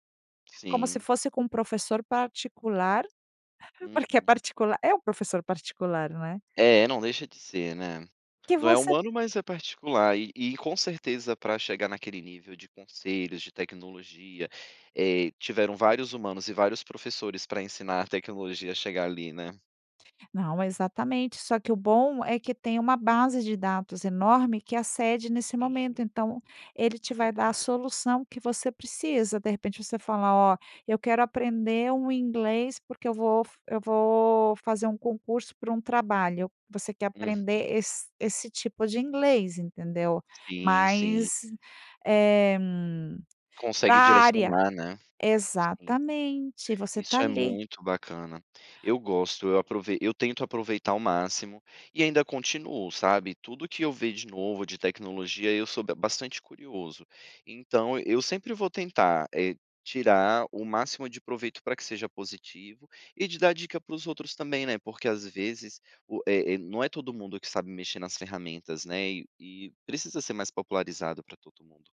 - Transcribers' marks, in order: other background noise; tapping
- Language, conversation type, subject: Portuguese, podcast, Como você criou uma solução criativa usando tecnologia?